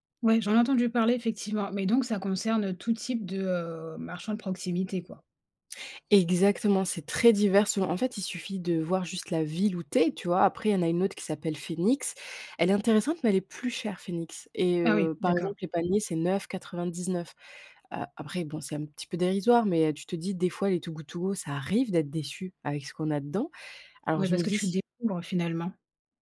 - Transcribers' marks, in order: other background noise
- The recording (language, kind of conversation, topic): French, podcast, Comment gères-tu le gaspillage alimentaire chez toi ?